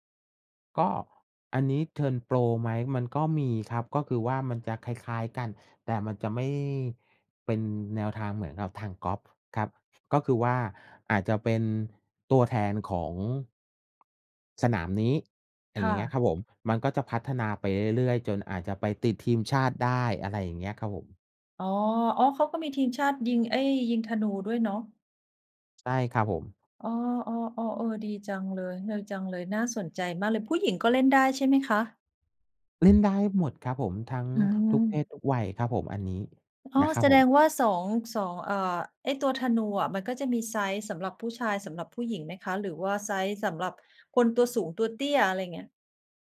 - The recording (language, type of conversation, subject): Thai, unstructured, คุณเคยลองเล่นกีฬาที่ท้าทายมากกว่าที่เคยคิดไหม?
- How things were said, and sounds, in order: other background noise